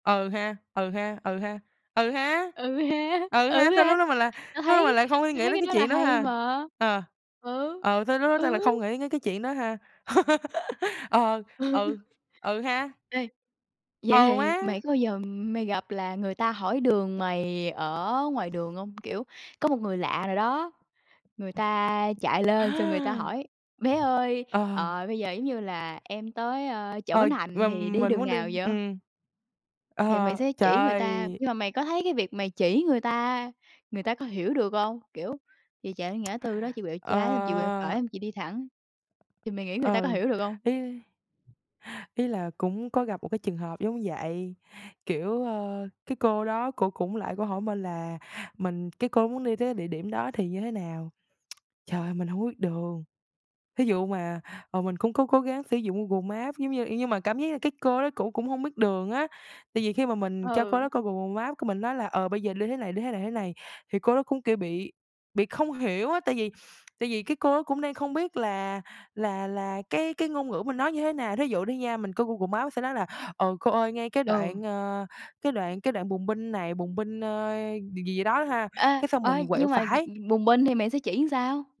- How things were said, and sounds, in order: tapping; laugh; other background noise; tsk; tsk
- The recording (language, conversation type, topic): Vietnamese, podcast, Bạn từng bị lạc đường ở đâu, và bạn có thể kể lại chuyện đó không?